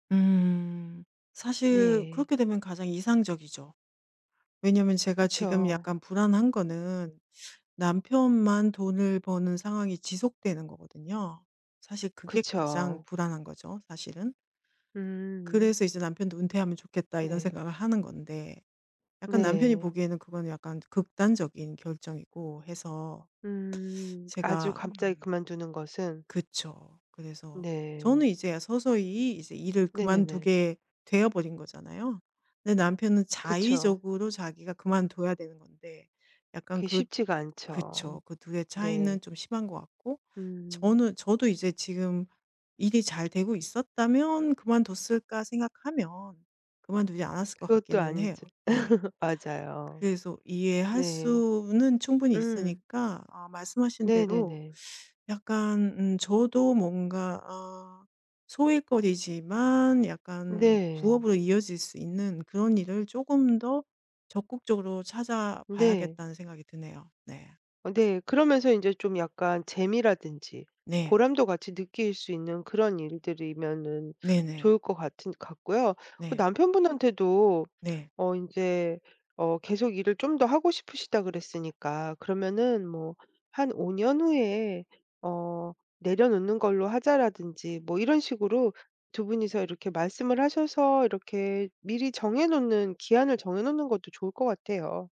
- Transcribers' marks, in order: other background noise; tapping; laugh
- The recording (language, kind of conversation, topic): Korean, advice, 은퇴 시기는 어떻게 결정하고 재정적으로는 어떻게 준비해야 하나요?